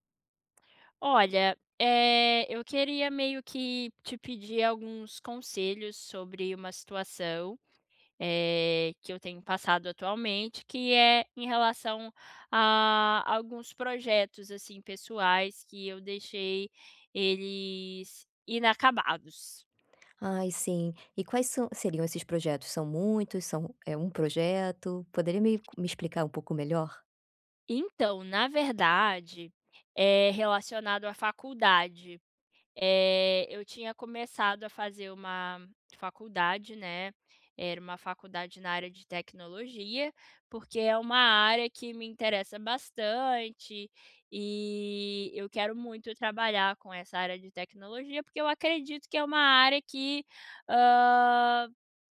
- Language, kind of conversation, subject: Portuguese, advice, Como posso retomar projetos que deixei incompletos?
- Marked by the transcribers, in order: tapping